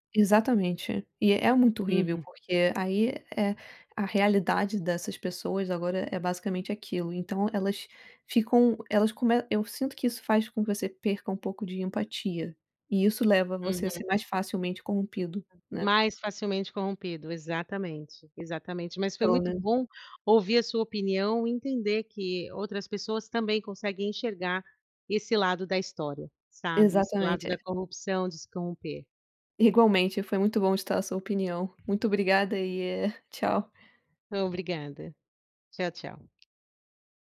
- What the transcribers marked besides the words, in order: other background noise; tapping
- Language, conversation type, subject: Portuguese, unstructured, Você acha que o dinheiro pode corromper as pessoas?